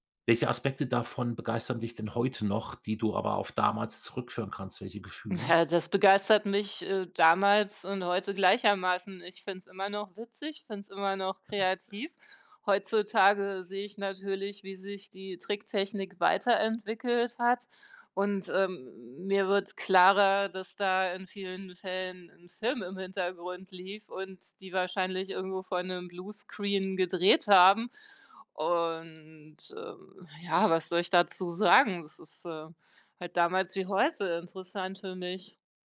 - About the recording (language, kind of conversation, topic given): German, podcast, Welcher Film hat dich als Kind am meisten gefesselt?
- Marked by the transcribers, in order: unintelligible speech; drawn out: "und"